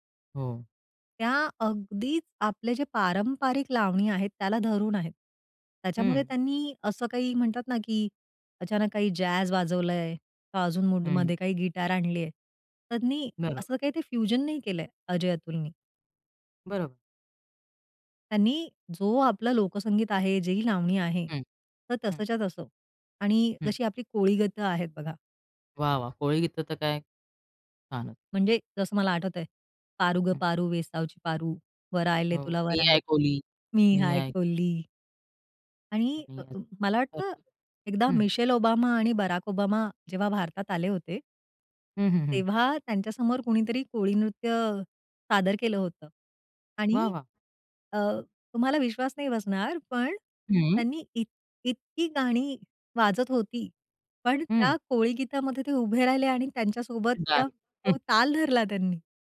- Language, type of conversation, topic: Marathi, podcast, लोकसंगीत आणि पॉपमधला संघर्ष तुम्हाला कसा जाणवतो?
- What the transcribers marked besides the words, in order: in English: "जॅझ"; in English: "फ्युजन"; unintelligible speech